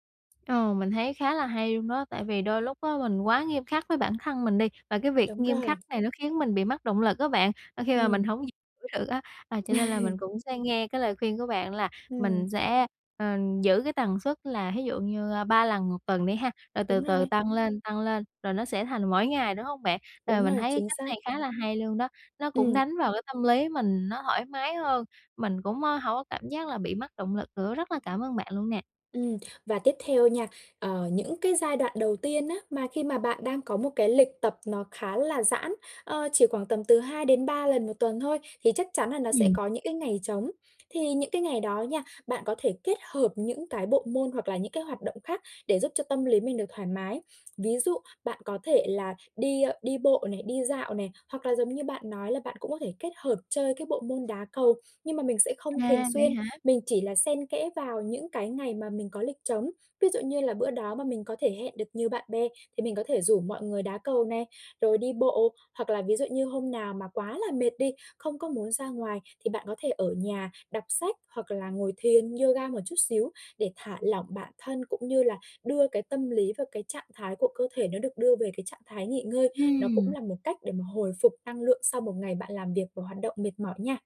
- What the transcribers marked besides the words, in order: tapping; laughing while speaking: "Ừ"; other background noise
- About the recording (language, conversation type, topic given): Vietnamese, advice, Làm sao để xây dựng và duy trì thói quen tốt một cách bền vững trong thời gian dài?